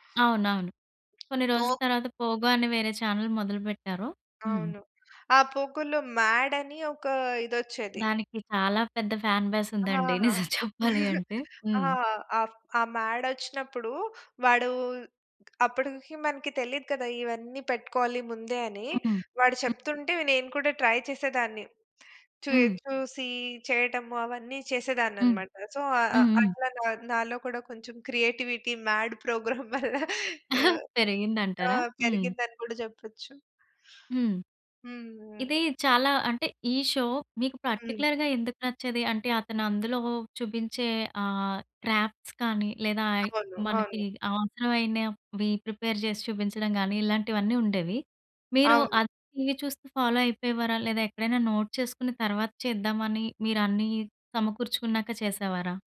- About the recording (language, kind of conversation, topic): Telugu, podcast, చిన్నప్పుడు నీకు ఇష్టమైన కార్టూన్ ఏది?
- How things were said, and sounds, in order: other background noise; in English: "పోగో"; in English: "చానెల్"; in English: "పోగోలో 'మాడ్'"; in English: "ఫ్యాన్ బేస్"; chuckle; laughing while speaking: "నిజం చెప్పాలి అంటే"; tapping; in English: "ట్రై"; in English: "సో"; in English: "క్రియేటివిటీ మాడ్ ప్రోగ్రామ్"; laughing while speaking: "మాడ్ ప్రోగ్రామ్ వల్ల"; chuckle; in English: "షో"; in English: "పర్టిక్యులర్‌గా"; in English: "క్రాఫ్ట్స్"; in English: "ప్రిపేర్"; in English: "ఫాలో"; in English: "నోట్"